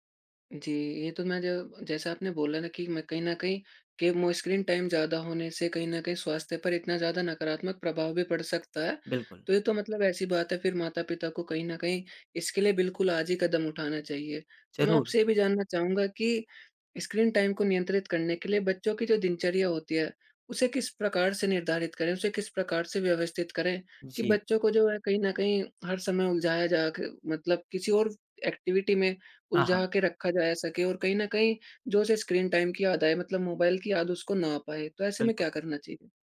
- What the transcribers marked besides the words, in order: in English: "स्क्रीन टाइम"; in English: "स्क्रीन टाइम"; in English: "एक्टिविटी"; in English: "स्क्रीन टाइम"
- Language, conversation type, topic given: Hindi, podcast, बच्चों का स्क्रीन समय सीमित करने के व्यावहारिक तरीके क्या हैं?